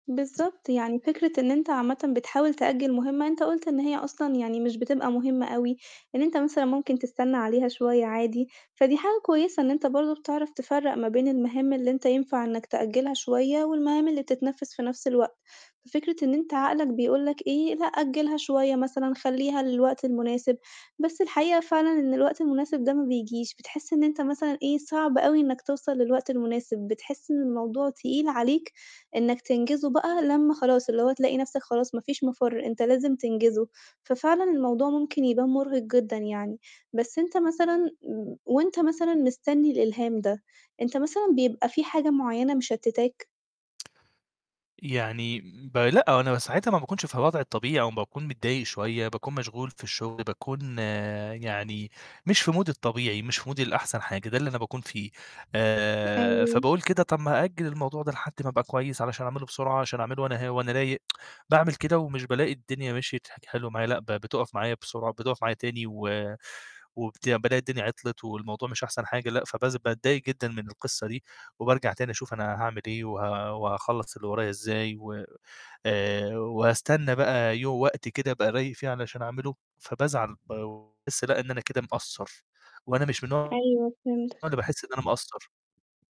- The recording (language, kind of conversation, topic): Arabic, advice, إزاي بتأجّل الشغل وإنت مستني لحظة الإلهام المثالية؟
- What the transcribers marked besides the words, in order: other background noise; other noise; distorted speech; in English: "مودي"; in English: "مودي"; tapping; tsk